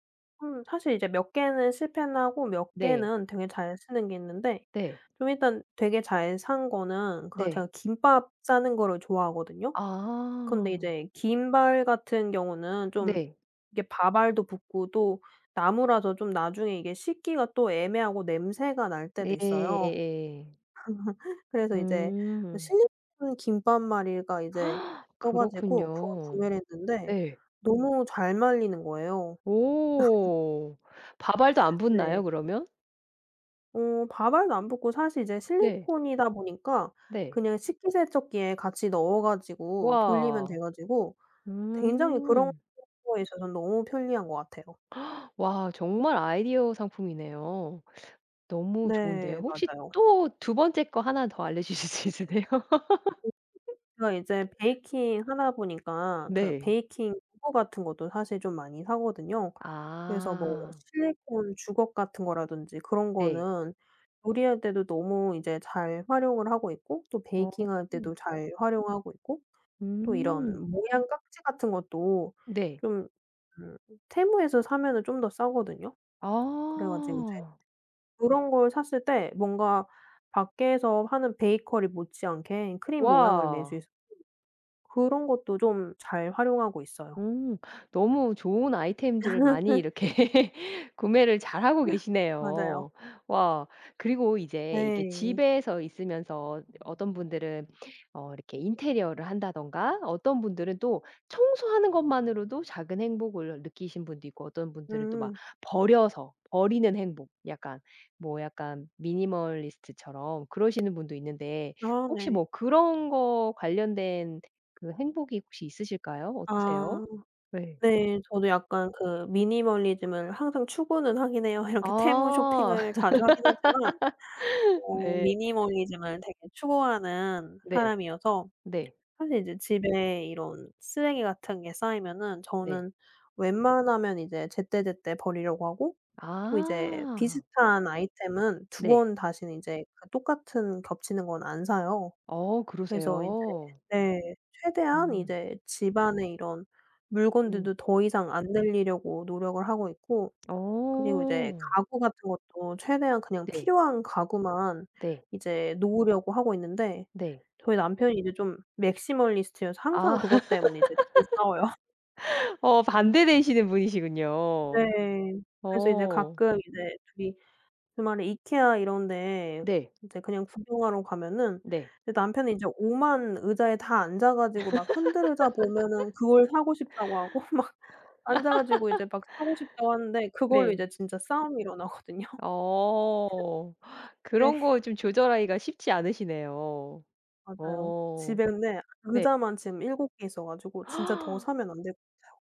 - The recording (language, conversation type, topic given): Korean, podcast, 집에서 느끼는 작은 행복은 어떤 건가요?
- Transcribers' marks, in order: other background noise; tapping; laugh; gasp; laugh; gasp; laughing while speaking: "알려주실 수 있으세요?"; laugh; laugh; laughing while speaking: "이렇게"; laugh; unintelligible speech; laughing while speaking: "하긴 해요. 이렇게"; laugh; in English: "maximalist여서"; laugh; laughing while speaking: "싸워요"; laugh; laughing while speaking: "하고 막"; laughing while speaking: "일어나거든요"; other noise